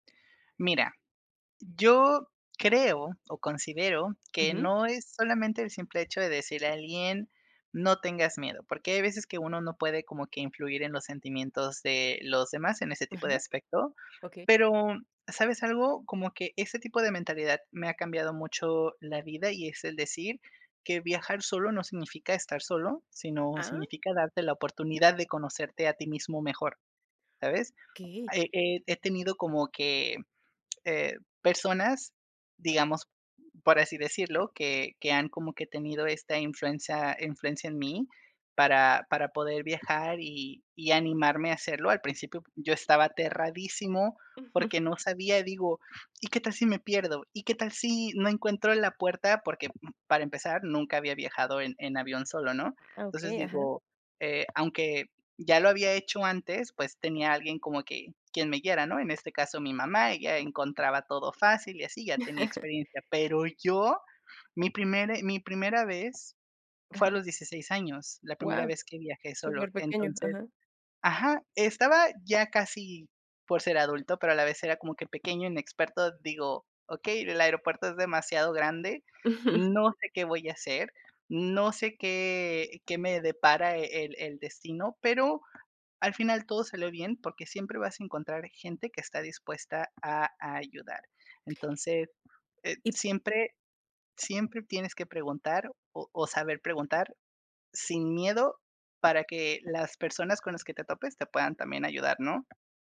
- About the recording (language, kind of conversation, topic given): Spanish, podcast, ¿Qué consejo le darías a alguien que duda en viajar solo?
- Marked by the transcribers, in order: chuckle; other background noise; other noise; tapping